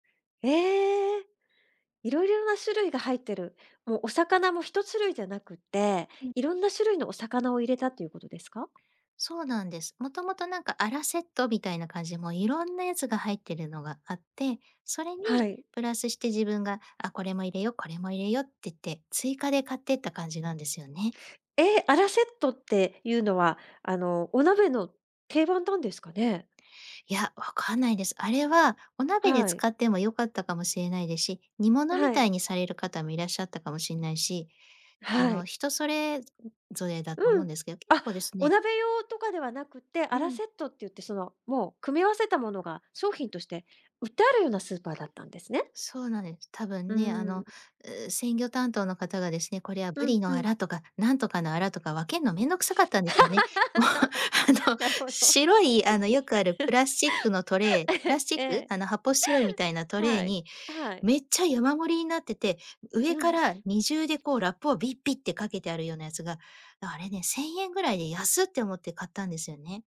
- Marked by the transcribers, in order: other background noise; laugh; laughing while speaking: "もう、あの"; laugh; laughing while speaking: "ええ"
- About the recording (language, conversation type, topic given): Japanese, podcast, 家族や友人と一緒に過ごした特別な食事の思い出は何ですか？